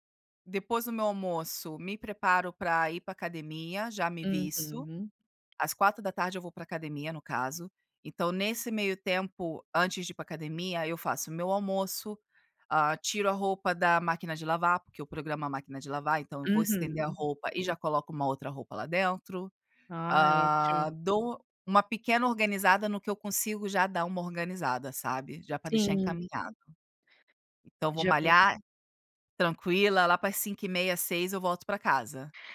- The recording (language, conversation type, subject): Portuguese, podcast, Como você equilibra trabalho, lazer e autocuidado?
- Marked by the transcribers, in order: tapping; other background noise